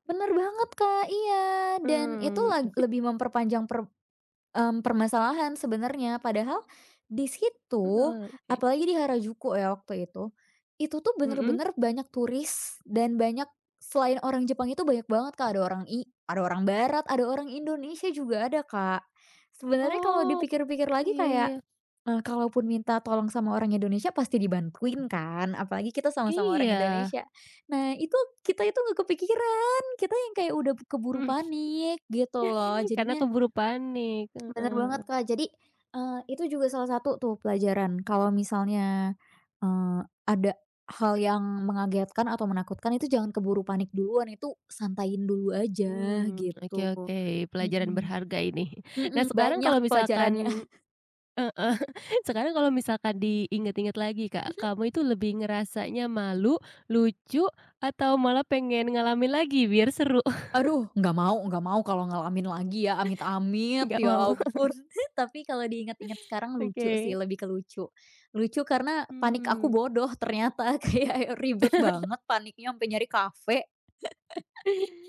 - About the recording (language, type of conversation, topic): Indonesian, podcast, Apa yang kamu lakukan saat tersesat di tempat asing?
- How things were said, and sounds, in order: tapping; chuckle; laugh; other background noise; chuckle; chuckle; laugh; laugh; chuckle; laugh; laughing while speaking: "kayak"; laugh